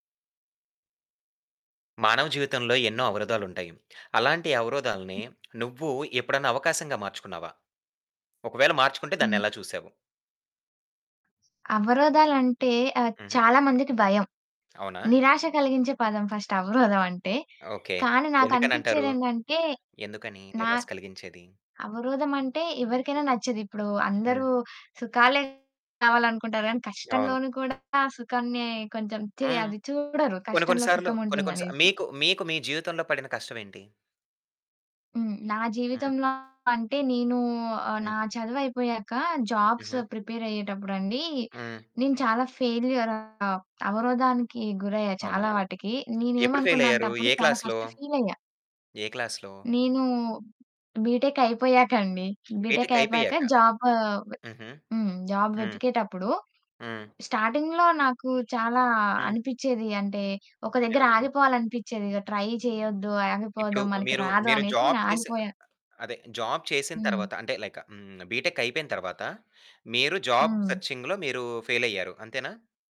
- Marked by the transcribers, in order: other background noise; in English: "ఫస్ట్"; giggle; distorted speech; in English: "జాబ్స్"; in English: "ఫెయిల్యూర్"; in English: "ఫస్ట్"; in English: "క్లాస్‌లో?"; in English: "క్లాస్‌లో?"; in English: "బీటెక్"; in English: "బీటెక్"; in English: "బీటెక్"; in English: "జాబ్"; in English: "స్టార్టింగ్‌లో"; in English: "ట్రై"; in English: "జాబ్"; in English: "జాబ్"; in English: "లైక్"; in English: "బీటెక్"; in English: "జాబ్ సెర్చింగ్‌లో"
- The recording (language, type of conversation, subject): Telugu, podcast, జీవితంలోని అవరోధాలను మీరు అవకాశాలుగా ఎలా చూస్తారు?